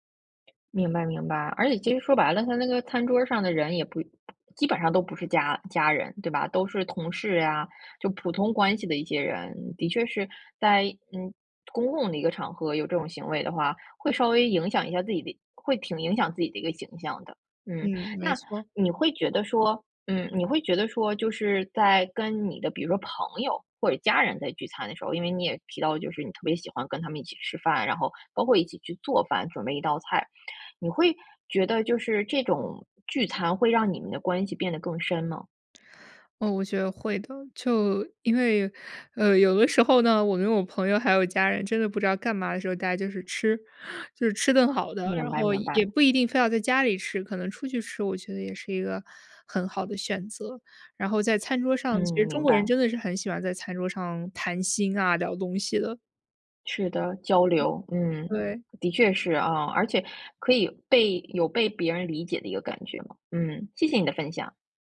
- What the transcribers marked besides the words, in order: other background noise
- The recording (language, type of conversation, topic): Chinese, podcast, 你怎么看待大家一起做饭、一起吃饭时那种聚在一起的感觉？